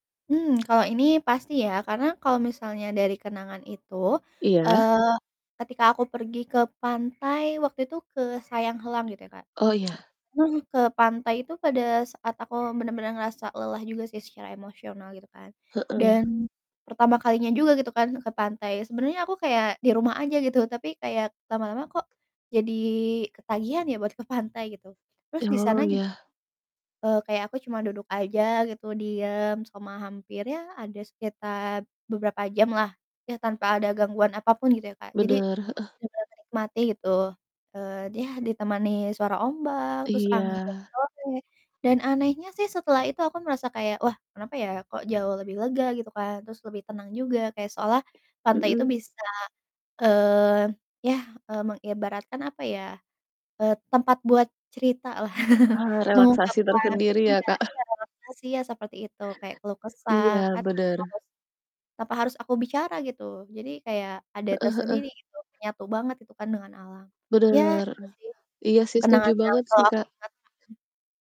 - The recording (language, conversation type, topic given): Indonesian, unstructured, Apa tempat alam favoritmu untuk bersantai, dan mengapa?
- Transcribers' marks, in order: other background noise; tapping; laughing while speaking: "gitu"; laughing while speaking: "pantai"; distorted speech; chuckle; chuckle